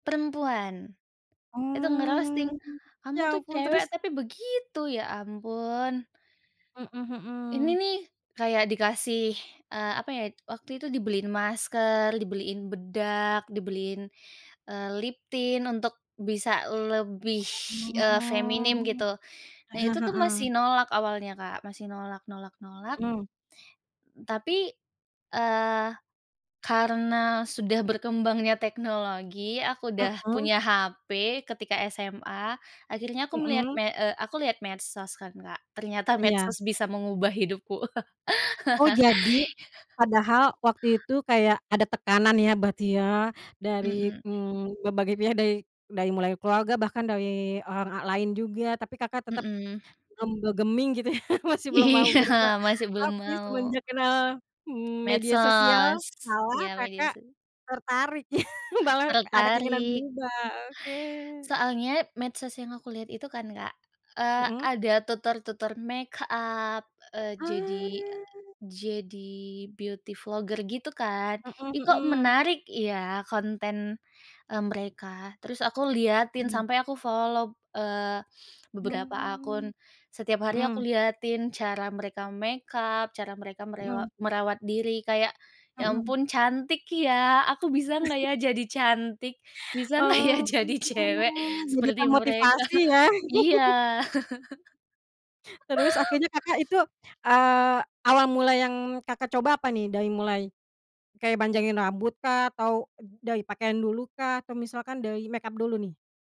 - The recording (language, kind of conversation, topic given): Indonesian, podcast, Bagaimana reaksi keluarga atau teman saat kamu berubah total?
- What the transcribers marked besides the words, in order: in English: "nge-roasting"; drawn out: "Oh"; in English: "lip tint"; drawn out: "Oh"; other background noise; laugh; laughing while speaking: "Iya"; laughing while speaking: "ya"; tapping; laughing while speaking: "ya"; in English: "beauty vlogger"; in English: "follow"; chuckle; drawn out: "Oh"; laughing while speaking: "nggak ya, jadi cewek seperti mereka?"; chuckle